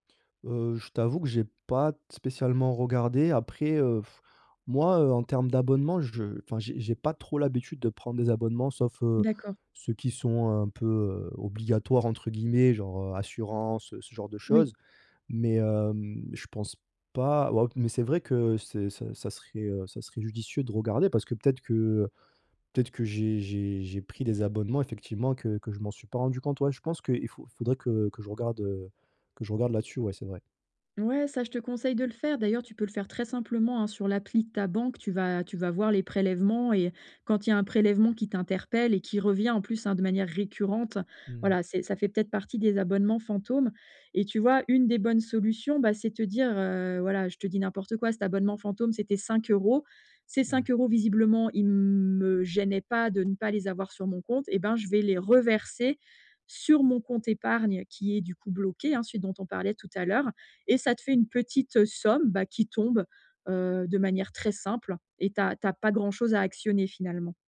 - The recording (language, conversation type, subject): French, advice, Comment puis-je équilibrer mon épargne et mes dépenses chaque mois ?
- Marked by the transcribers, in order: stressed: "reverser"